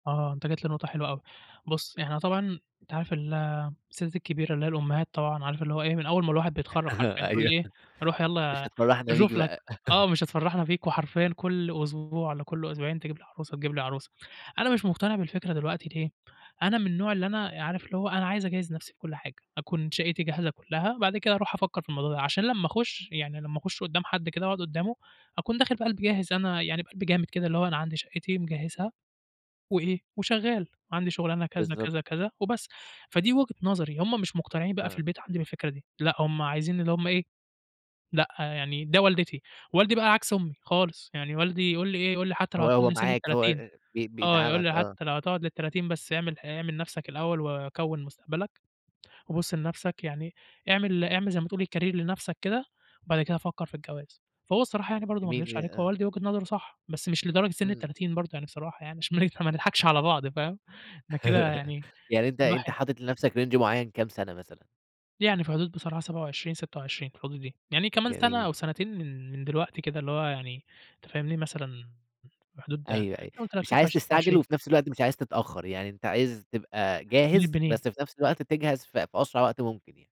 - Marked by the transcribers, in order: laughing while speaking: "أها أيوه"; chuckle; chuckle; in English: "career"; laughing while speaking: "عشان ما نضحكش"; laugh; in English: "رينج"; tapping
- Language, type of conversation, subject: Arabic, podcast, إيه كان إحساسك أول ما اشتريت بيتك؟